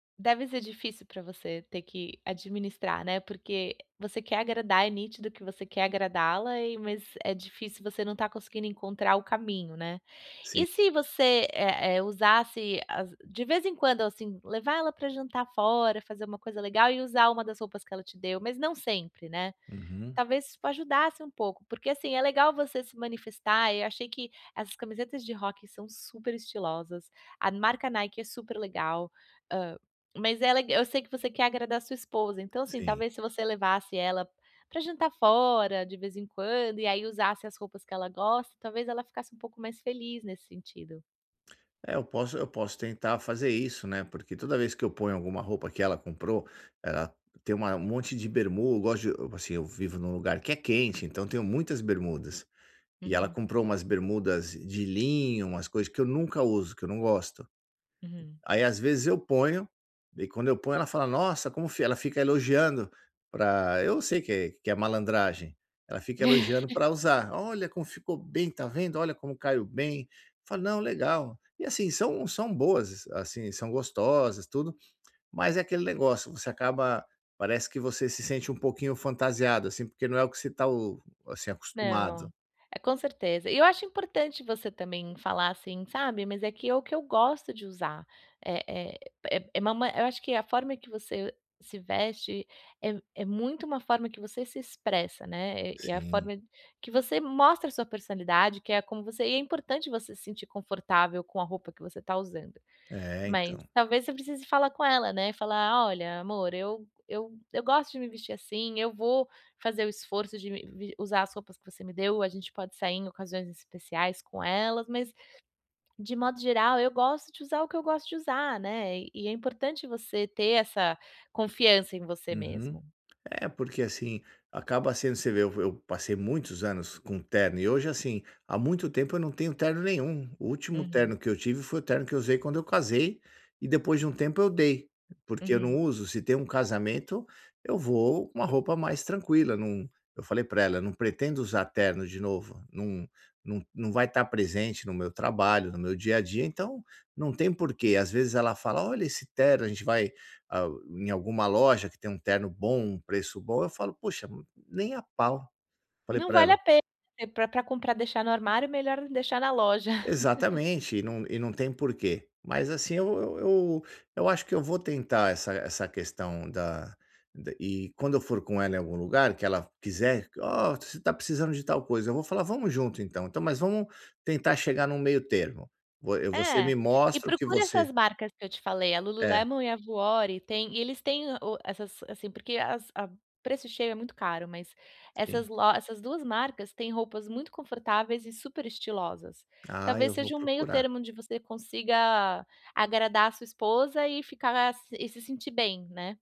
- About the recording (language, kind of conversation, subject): Portuguese, advice, Como posso escolher roupas que me façam sentir bem?
- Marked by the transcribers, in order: tapping; other background noise; chuckle; laugh